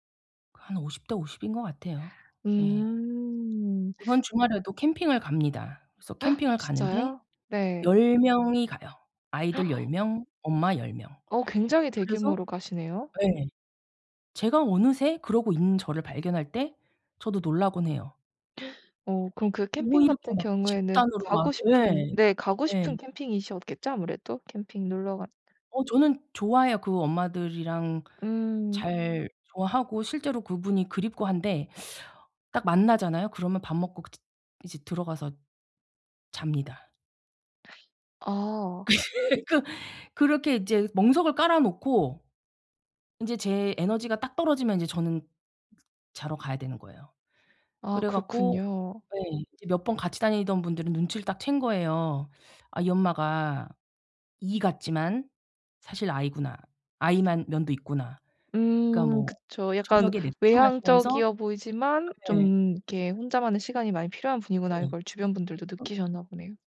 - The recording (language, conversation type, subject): Korean, advice, 사교 활동과 혼자 있는 시간의 균형을 죄책감 없이 어떻게 찾을 수 있을까요?
- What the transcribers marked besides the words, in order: tapping; gasp; gasp; teeth sucking; laugh; other background noise